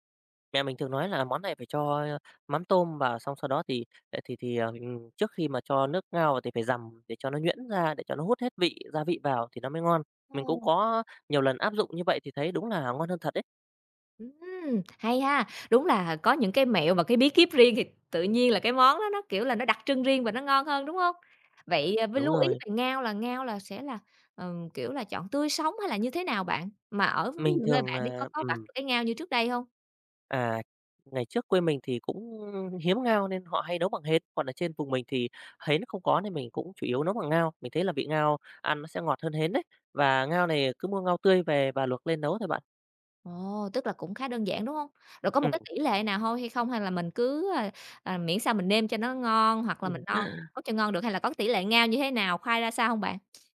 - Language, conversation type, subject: Vietnamese, podcast, Bạn có thể kể về món ăn tuổi thơ khiến bạn nhớ mãi không quên không?
- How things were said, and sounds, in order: other background noise; tapping; chuckle